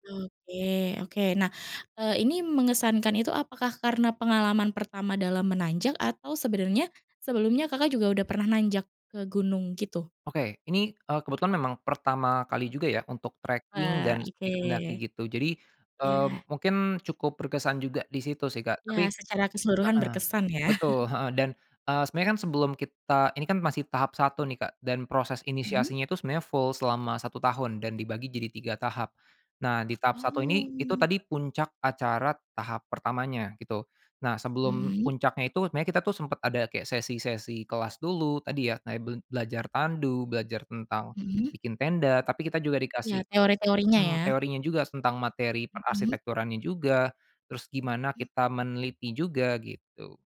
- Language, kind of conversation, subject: Indonesian, podcast, Apa pengalaman petualangan alam yang paling berkesan buat kamu?
- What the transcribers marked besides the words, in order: in English: "tracking"; chuckle; in English: "full"